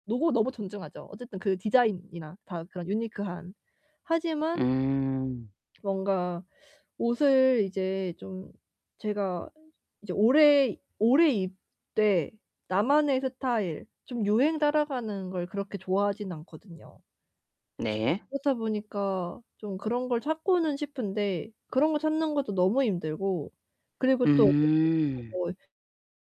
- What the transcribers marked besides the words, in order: other background noise; distorted speech; unintelligible speech
- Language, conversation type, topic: Korean, advice, 스타일을 찾기 어렵고 코디가 막막할 때는 어떻게 시작하면 좋을까요?